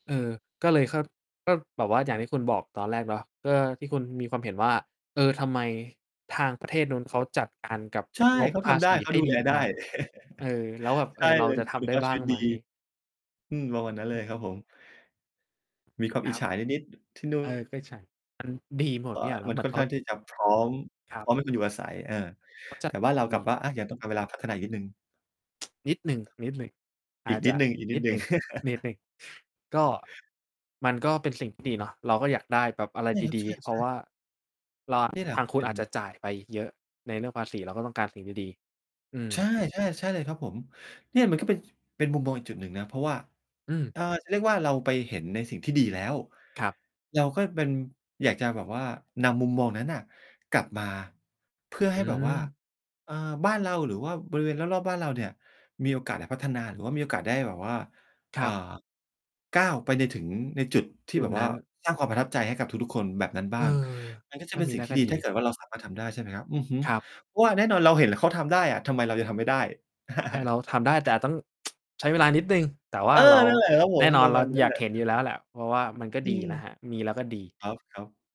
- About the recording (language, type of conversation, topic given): Thai, podcast, คุณพอจะเล่าให้ฟังได้ไหมว่ามีทริปท่องเที่ยวธรรมชาติครั้งไหนที่เปลี่ยนมุมมองชีวิตของคุณ?
- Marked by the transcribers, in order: distorted speech; laugh; other background noise; laugh; laugh; tsk